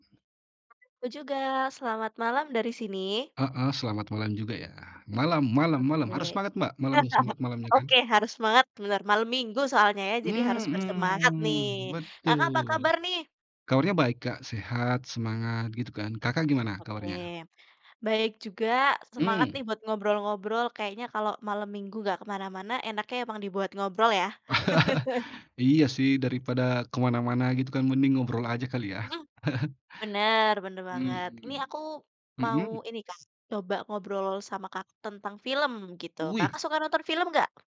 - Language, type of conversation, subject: Indonesian, unstructured, Apa film terakhir yang membuat kamu terkejut?
- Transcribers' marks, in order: other background noise; unintelligible speech; laugh; drawn out: "Mhm"; laugh; chuckle; tapping